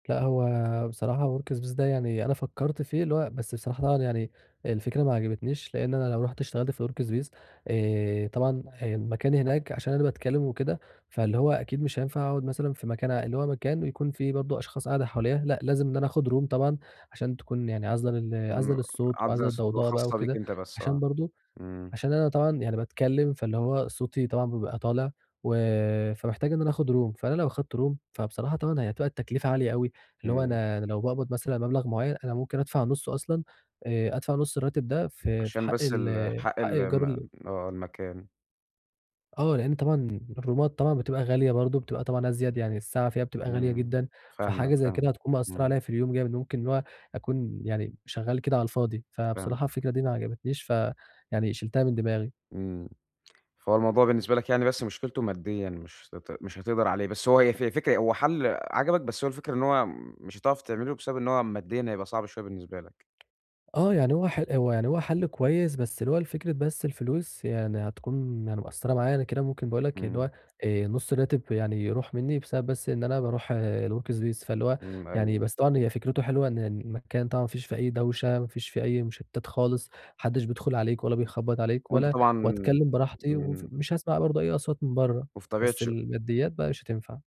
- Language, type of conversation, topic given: Arabic, advice, إزاي أجهّز مساحة شغلي عشان تبقى خالية من المشتتات؟
- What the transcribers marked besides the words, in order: in English: "Workspace"; unintelligible speech; in English: "الWorkspace"; in English: "Room"; in English: "Room"; in English: "Room"; tapping; in English: "الرومات"; in English: "الWorkspace"; other background noise